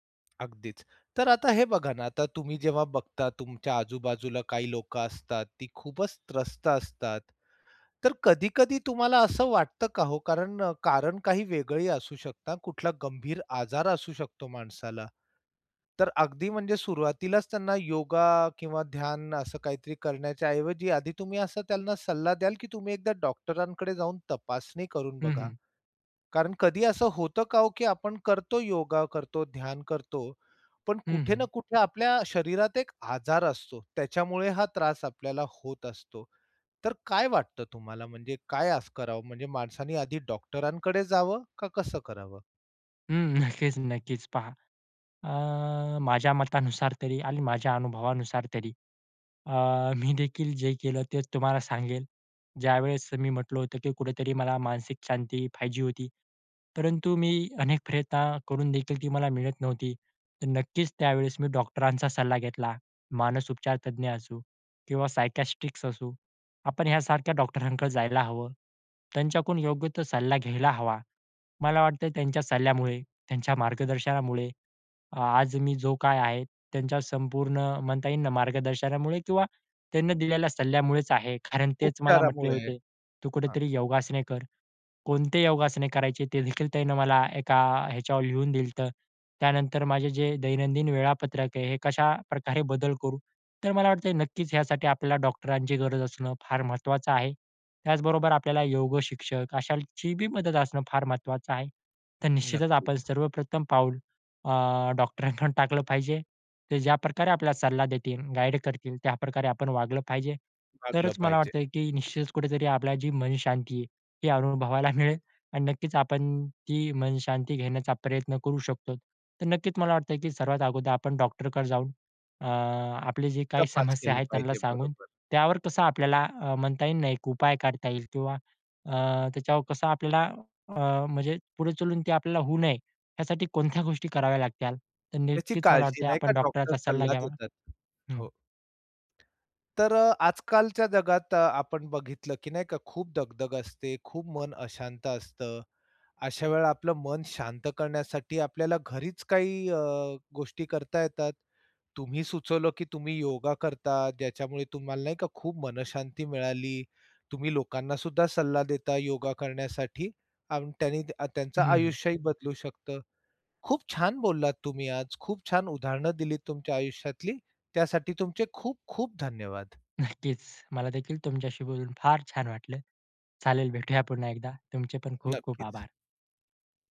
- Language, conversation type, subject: Marathi, podcast, मन शांत ठेवण्यासाठी तुम्ही रोज कोणती सवय जपता?
- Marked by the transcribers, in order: tapping; chuckle; laughing while speaking: "मी"; "प्रयत्न" said as "प्रेता"; in English: "सायकियाट्रिस्ट"; other noise; "अशांची" said as "अशालची"; other background noise; laughing while speaking: "डॉक्टरांकडून"; laughing while speaking: "मिळेल"; "लागतील" said as "लागत्याल"; laughing while speaking: "नक्कीच"